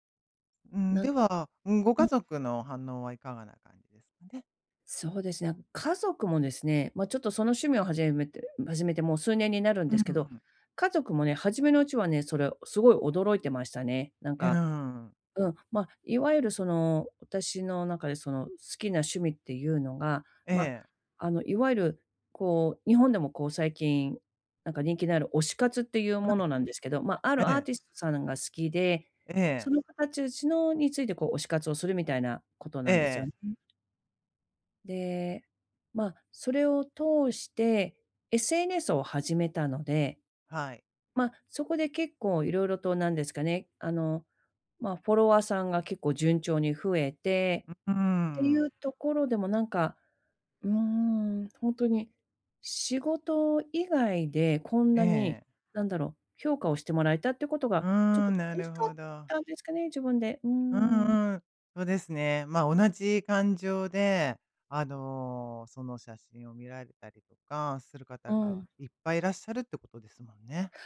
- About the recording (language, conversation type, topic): Japanese, advice, 仕事以外で自分の価値をどうやって見つけられますか？
- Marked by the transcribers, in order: tapping